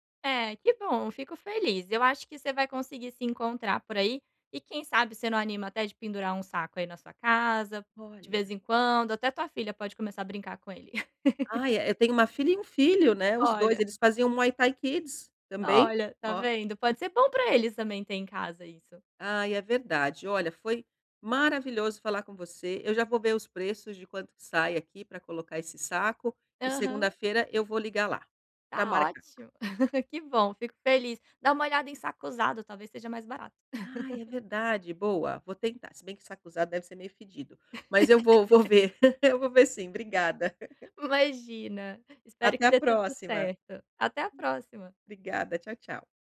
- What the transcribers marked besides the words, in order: laugh; chuckle; chuckle; chuckle; laugh; laugh; other background noise
- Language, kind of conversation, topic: Portuguese, advice, Como posso retomar hábitos sem me desanimar?